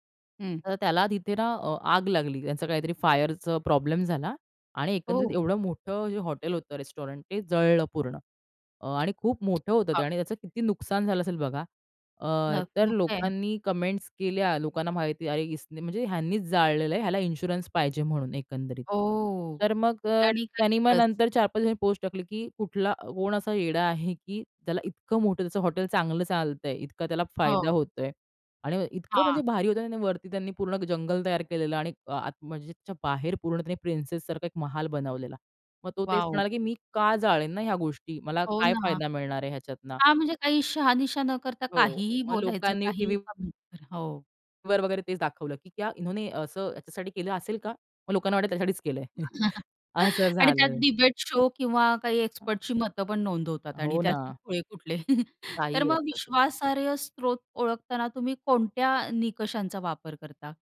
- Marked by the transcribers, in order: other background noise; in English: "रेस्टॉरंट"; tapping; unintelligible speech; in English: "कमेंट्स"; in Hindi: "इसने"; in English: "इन्शुरन्स"; unintelligible speech; unintelligible speech; in Hindi: "क्या इन्होने"; chuckle; in English: "शो"; other noise; chuckle
- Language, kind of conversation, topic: Marathi, podcast, खोटी माहिती ओळखण्यासाठी तुम्ही काय करता?